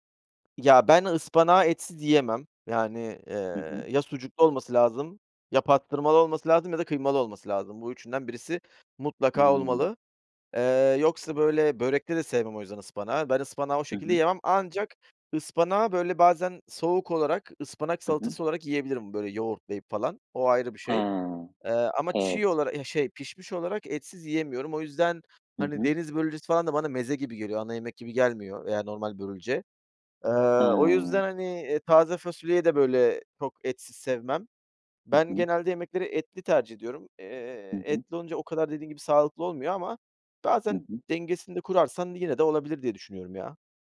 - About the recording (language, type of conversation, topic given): Turkish, podcast, Dışarıda yemek yerken sağlıklı seçimleri nasıl yapıyorsun?
- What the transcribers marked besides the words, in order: "pastırmalı" said as "pattırmalı"